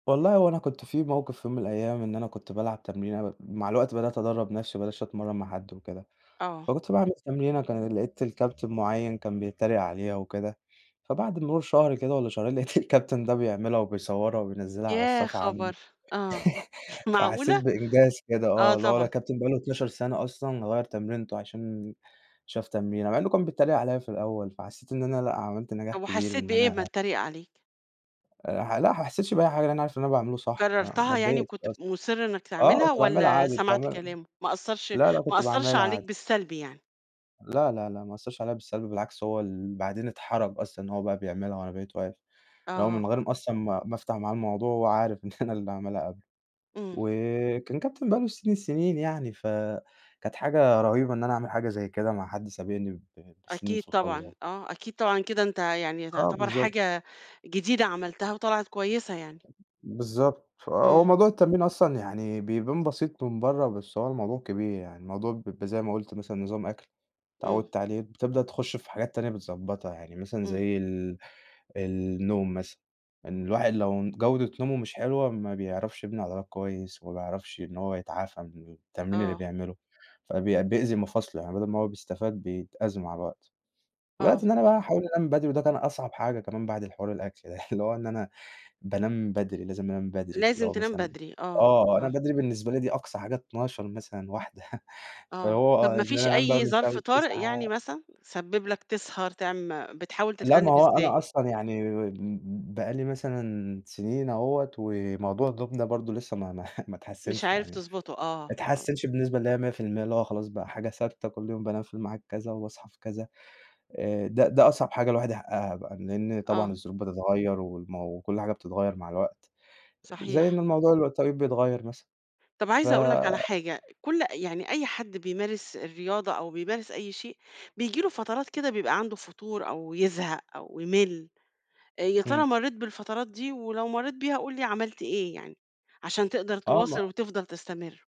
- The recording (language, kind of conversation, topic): Arabic, podcast, إنت بتلعب رياضة إزاي وإيه اللي بيساعدك تلتزم بيها؟
- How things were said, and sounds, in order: laughing while speaking: "لقيت"; chuckle; tapping; laughing while speaking: "أنا"; other background noise; chuckle; chuckle; unintelligible speech; chuckle